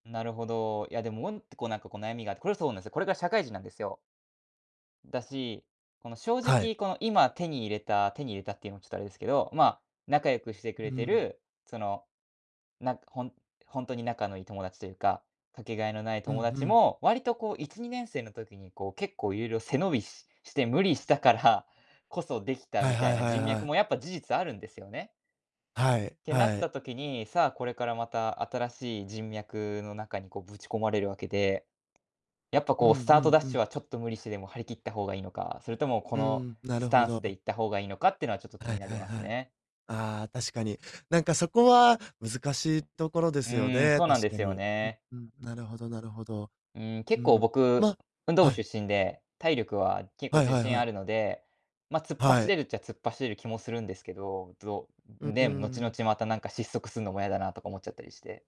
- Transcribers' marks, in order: other background noise; in English: "スタンス"
- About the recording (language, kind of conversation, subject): Japanese, advice, SNSで見せる自分と実生活のギャップに疲れているのはなぜですか？